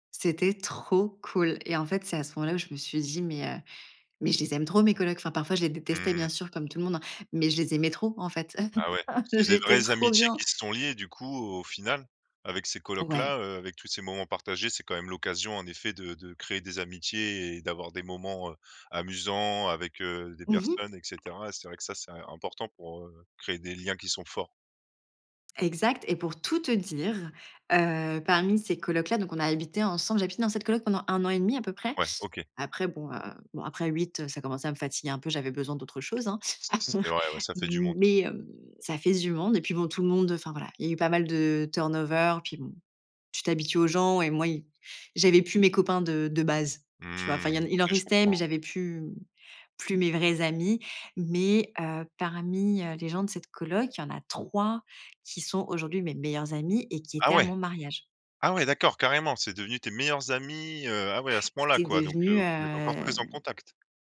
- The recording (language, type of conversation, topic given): French, podcast, Peux-tu me parler d’un moment où tu t’es senti vraiment connecté aux autres ?
- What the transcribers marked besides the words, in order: other background noise; chuckle; stressed: "tout"; tapping; chuckle; in English: "turn over"; stressed: "meilleurs"; drawn out: "heu"